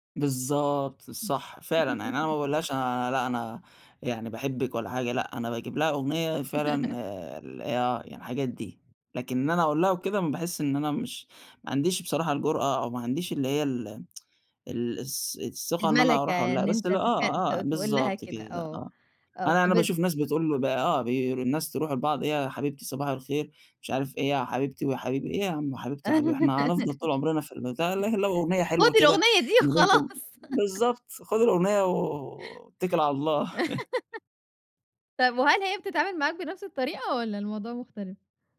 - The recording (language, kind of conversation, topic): Arabic, podcast, إيه الأغنية اللي بتفكّرك بأول حب؟
- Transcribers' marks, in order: laugh; laugh; tsk; laugh; laugh; laugh; tapping